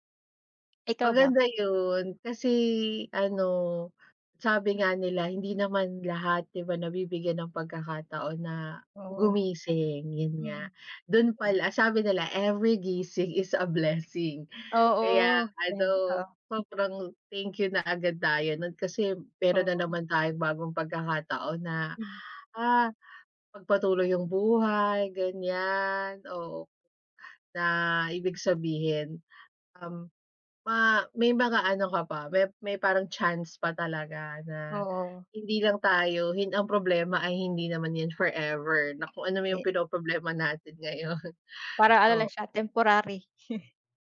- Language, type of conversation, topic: Filipino, unstructured, Ano ang huling bagay na nagpangiti sa’yo ngayong linggo?
- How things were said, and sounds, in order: tapping; laughing while speaking: "ngayon"